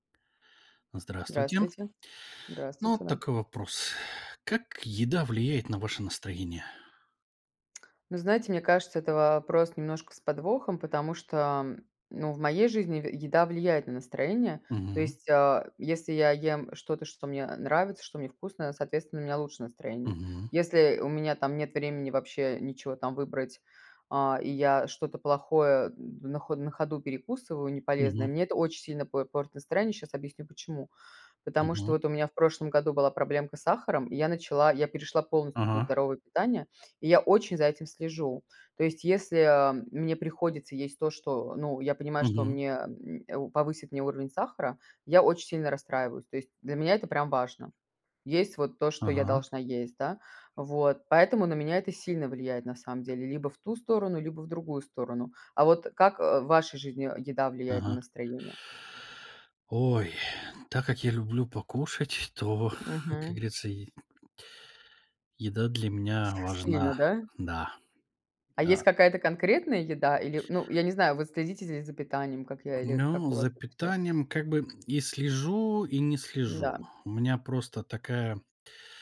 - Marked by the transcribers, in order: tsk; other noise
- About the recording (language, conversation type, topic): Russian, unstructured, Как еда влияет на настроение?
- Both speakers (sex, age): female, 35-39; male, 40-44